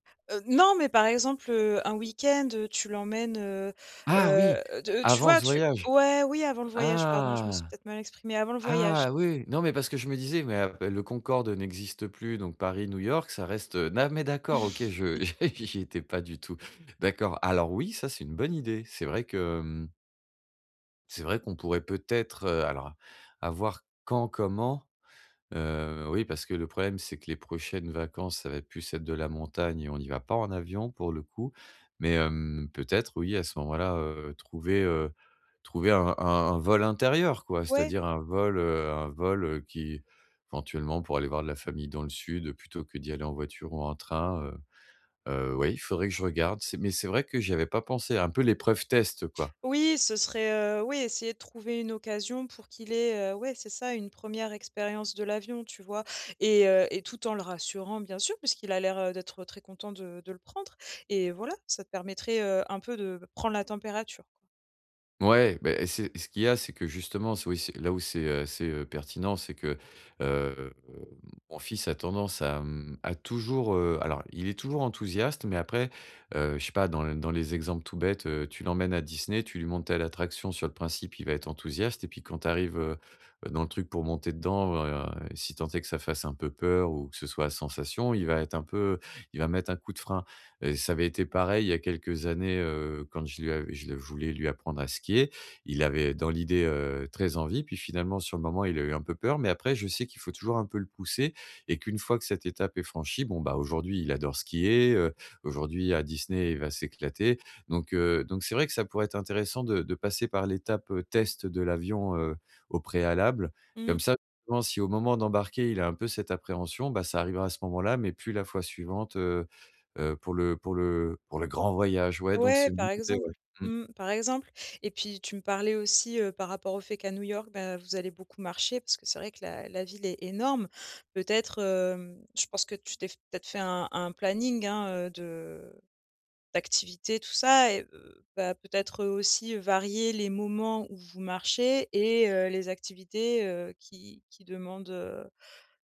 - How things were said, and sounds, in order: stressed: "non"; drawn out: "Ah !"; laughing while speaking: "j'y"; chuckle; drawn out: "heu"; unintelligible speech; stressed: "grand voyage"; unintelligible speech
- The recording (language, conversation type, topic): French, advice, Comment gérer le stress quand mes voyages tournent mal ?